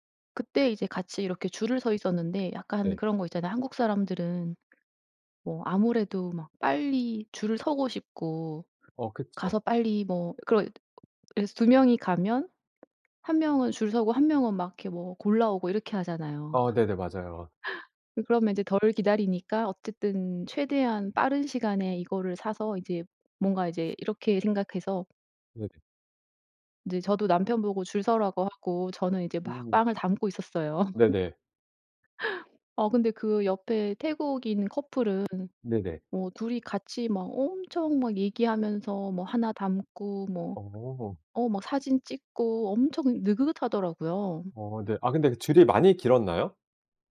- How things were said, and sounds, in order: other background noise; tapping; laugh; laugh
- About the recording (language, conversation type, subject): Korean, podcast, 여행 중 낯선 사람에게서 문화 차이를 배웠던 경험을 이야기해 주실래요?